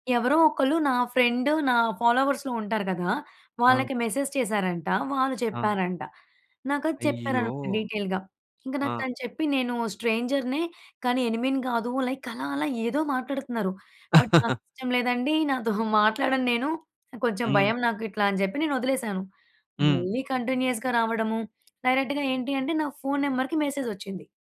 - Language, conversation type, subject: Telugu, podcast, ఆన్‌లైన్‌లో పరిచయమైన మిత్రులను ప్రత్యక్షంగా కలవడానికి మీరు ఎలా సిద్ధమవుతారు?
- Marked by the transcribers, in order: in English: "ఫ్రెండ్"; in English: "ఫాలోవర్స్‌లో"; in English: "మెసేజ్"; in English: "డీటెయిల్‌గా"; in English: "స్ట్రేంజర్‍నే"; in English: "ఎనిమీని"; in English: "లైక్"; in English: "బట్"; laugh; laughing while speaking: "మాట్లాడను"; in English: "కంటిన్యూయస్‌గా"; in English: "డైరెక్ట్‌గా"; in English: "ఫోన్ నెంబర్‍కి"